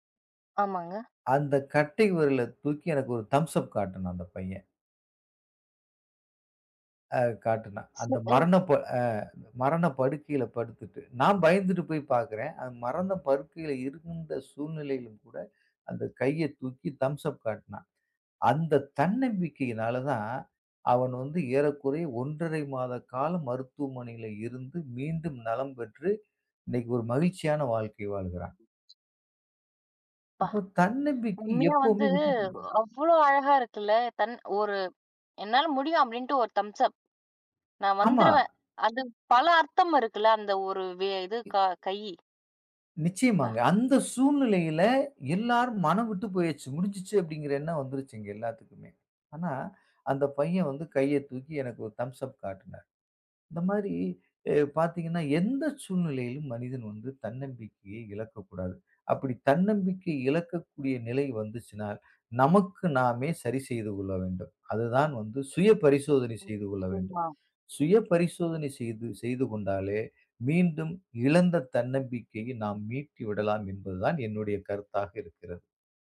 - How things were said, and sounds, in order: in English: "தம்ஸ் அப்"; unintelligible speech; other background noise; in English: "தம்ஸ் அப்"; other noise; surprised: "பா"; in English: "தம்ஸ் அப்"; in English: "தம்ஸ் அப்"; tapping
- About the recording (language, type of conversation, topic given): Tamil, podcast, தன்னம்பிக்கை குறையும் போது அதை எப்படி மீண்டும் கட்டியெழுப்புவீர்கள்?